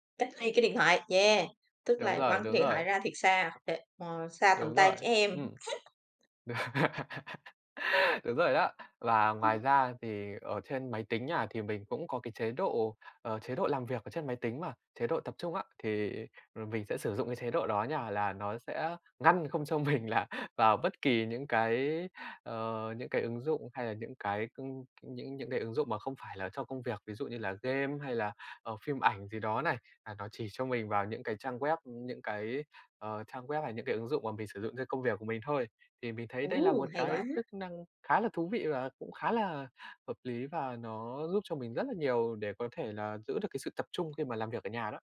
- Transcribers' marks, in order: laugh; chuckle; tapping; laughing while speaking: "mình"; in English: "web"; in English: "web"
- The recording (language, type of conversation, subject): Vietnamese, podcast, Bạn có mẹo nào để chống trì hoãn khi làm việc ở nhà không?